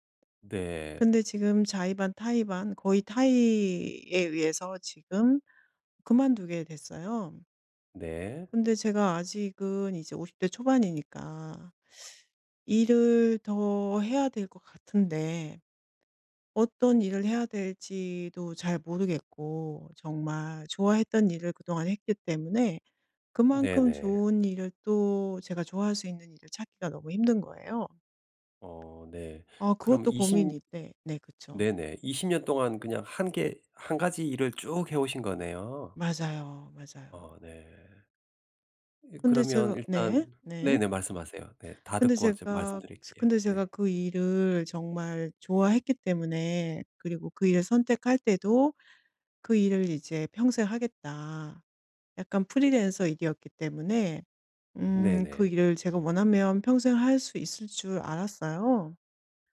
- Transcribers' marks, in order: teeth sucking; other background noise
- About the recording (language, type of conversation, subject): Korean, advice, 삶의 우선순위를 어떻게 재정립하면 좋을까요?